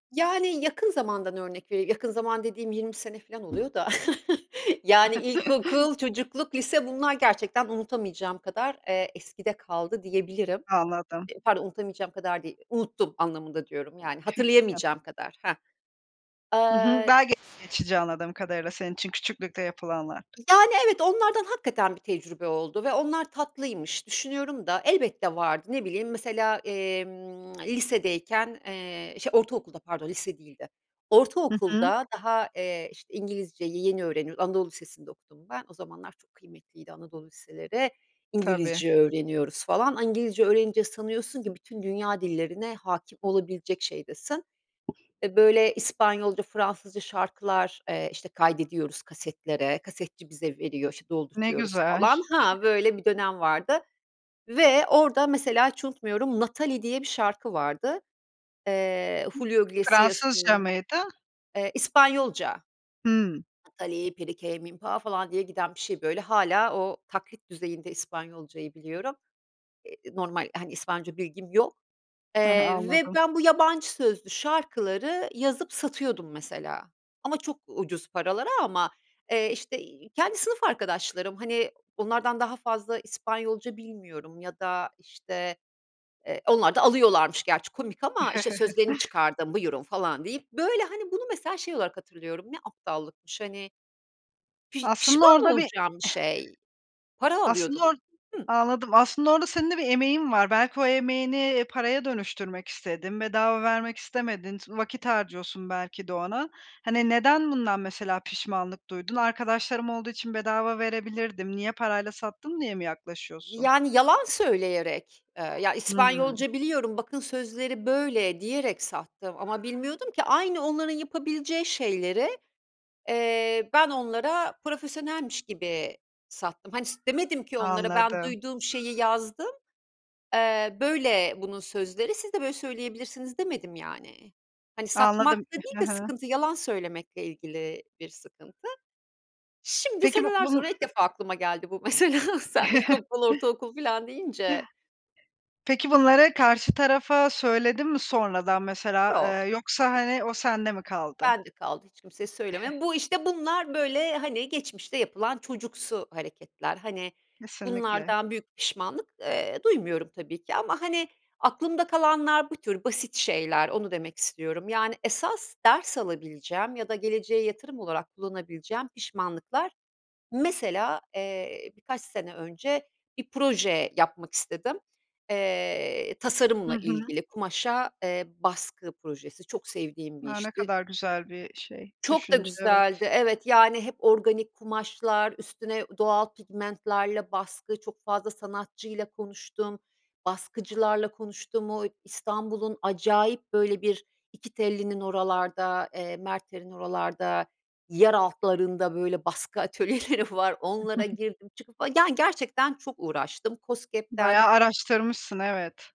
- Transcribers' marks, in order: tapping; chuckle; unintelligible speech; unintelligible speech; other background noise; chuckle; chuckle; chuckle; other animal sound; laughing while speaking: "mesela sen ilkokul, ortaokul filan deyince"; chuckle; chuckle; laughing while speaking: "atölyeleri var"; chuckle
- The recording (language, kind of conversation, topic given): Turkish, podcast, Pişmanlıklarını geleceğe yatırım yapmak için nasıl kullanırsın?
- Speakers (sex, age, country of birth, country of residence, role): female, 30-34, Turkey, Spain, host; female, 50-54, Turkey, Italy, guest